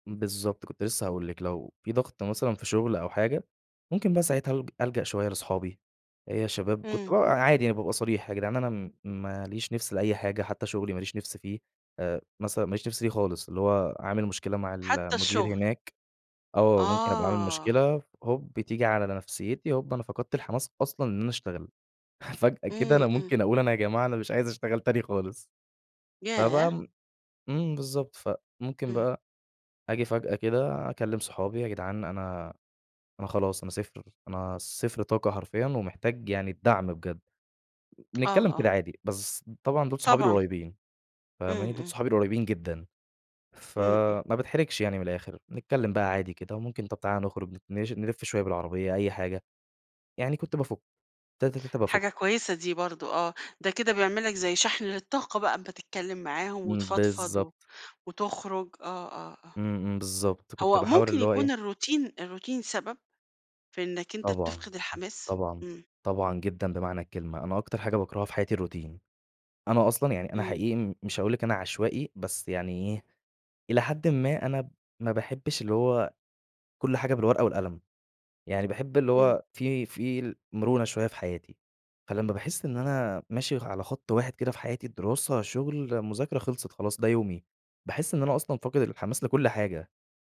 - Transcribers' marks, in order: chuckle; laughing while speaking: "أنا يا جماعة أنا مش عايز اشتغل تاني خالص"; in English: "الروتين الروتين"; in English: "الروتين"
- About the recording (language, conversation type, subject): Arabic, podcast, إزاي بتتعامل مع فترات فقدان الحماس؟